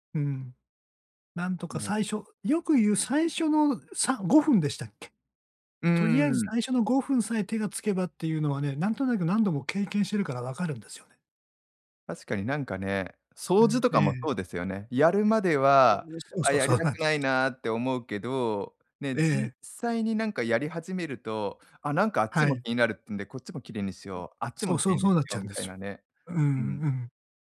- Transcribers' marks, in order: other noise
- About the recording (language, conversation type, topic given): Japanese, advice, 起業家として、時間をうまく管理しながら燃え尽きを防ぐにはどうすればよいですか？